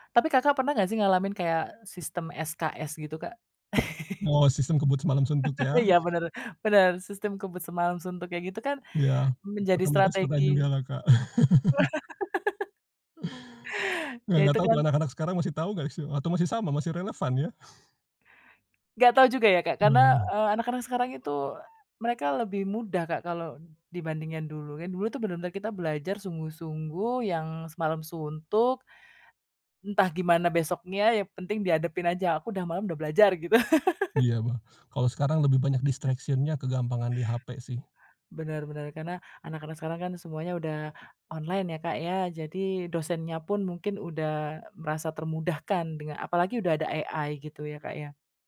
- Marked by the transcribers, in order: chuckle; laugh; laugh; chuckle; chuckle; tapping; laugh; in English: "distraction-nya"; in English: "AI"
- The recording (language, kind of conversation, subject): Indonesian, podcast, Apa strategi kamu untuk menghadapi ujian besar tanpa stres berlebihan?